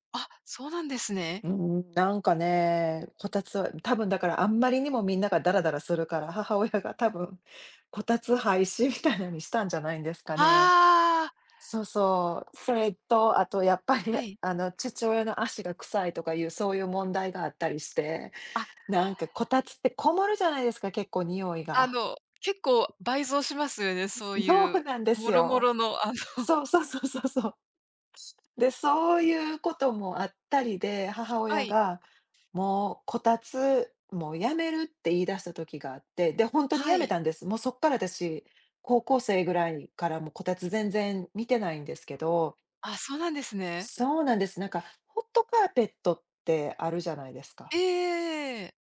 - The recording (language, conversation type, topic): Japanese, unstructured, 冬の暖房にはエアコンとこたつのどちらが良いですか？
- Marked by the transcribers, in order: laughing while speaking: "多分こたつ廃止みたいな"; laughing while speaking: "やっぱり"; laughing while speaking: "そうなんですよ。そう そう そう そう そう"; laughing while speaking: "あの"